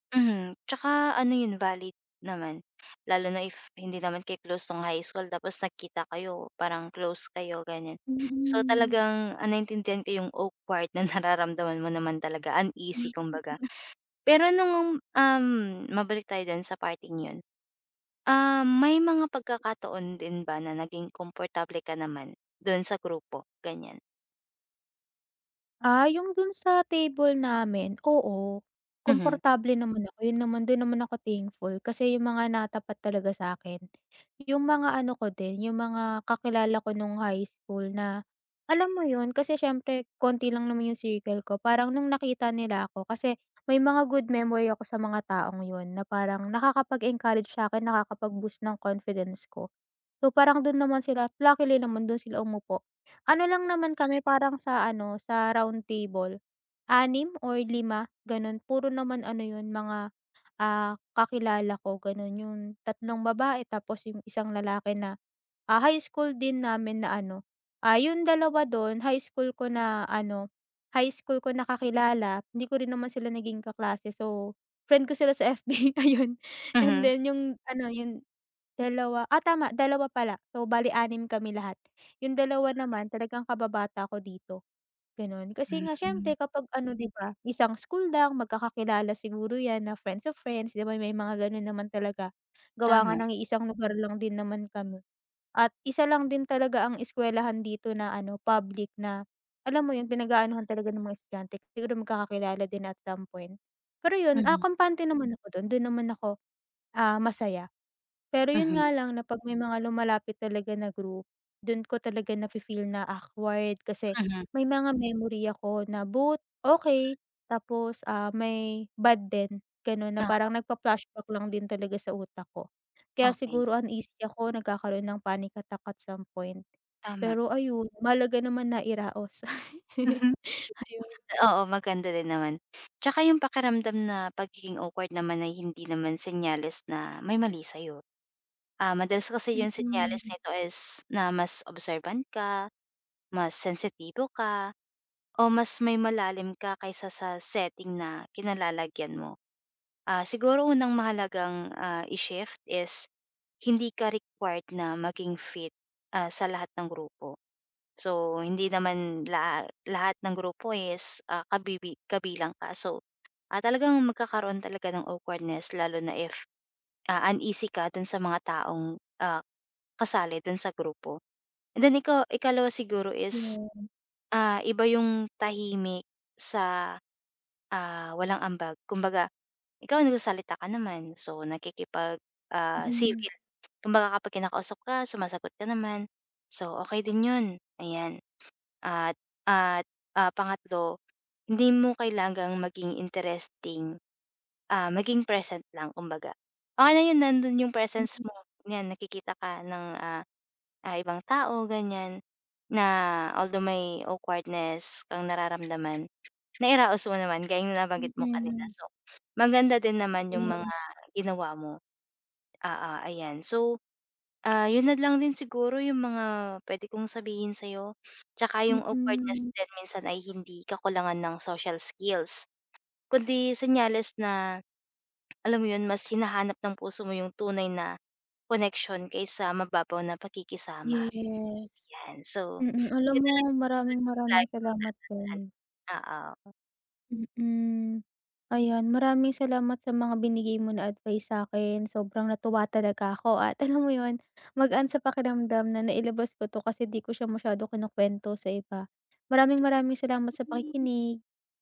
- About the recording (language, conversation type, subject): Filipino, advice, Bakit pakiramdam ko ay naiiba ako at naiilang kapag kasama ko ang barkada?
- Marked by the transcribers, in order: other background noise; laughing while speaking: "na nararamdaman"; chuckle; laugh; tapping; laughing while speaking: "sa FB ayun"; unintelligible speech; laugh; other animal sound; unintelligible speech; unintelligible speech